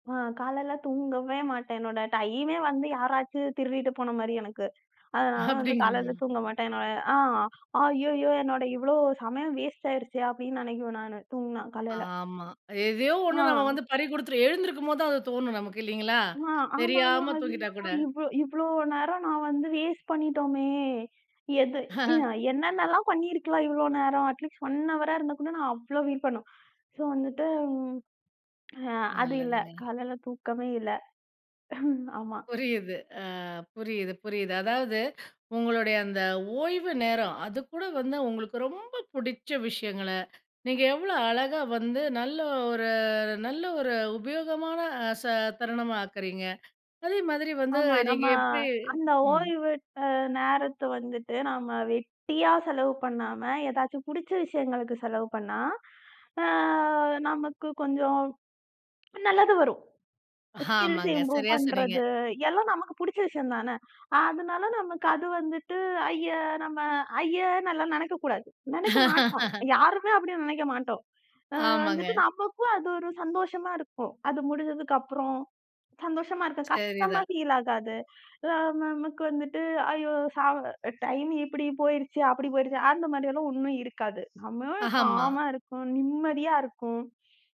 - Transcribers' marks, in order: laughing while speaking: "அப்படிங்களா?"; laugh; in English: "அட் லிஸ்ட் ஒன் அவரா"; in English: "ஃபில்"; in English: "ஸோ"; laugh; drawn out: "ஒரு"; drawn out: "அ"; in English: "ஸ்கில்ஸ் இம்ப்ரூவ்"; laughing while speaking: "ஆமாங்க"; laugh; other noise; in English: "ஃபீல்"; unintelligible speech; in English: "காமா"
- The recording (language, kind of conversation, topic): Tamil, podcast, நீங்கள் ஓய்வெடுக்க தினசரி என்ன பழக்கங்களைப் பின்பற்றுகிறீர்கள்?
- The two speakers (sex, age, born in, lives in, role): female, 25-29, India, India, guest; female, 40-44, India, India, host